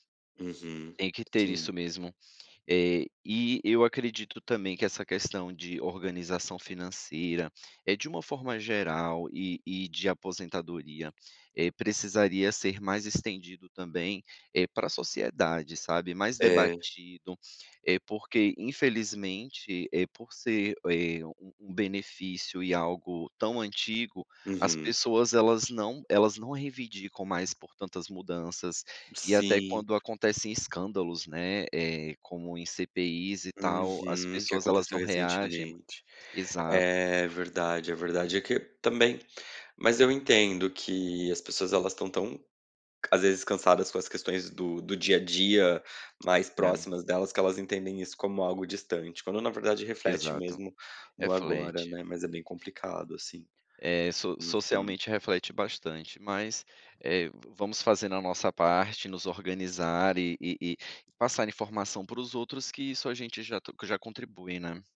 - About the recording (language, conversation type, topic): Portuguese, advice, Como posso me preparar para a aposentadoria lidando com insegurança financeira e emocional?
- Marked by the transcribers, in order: tapping; other background noise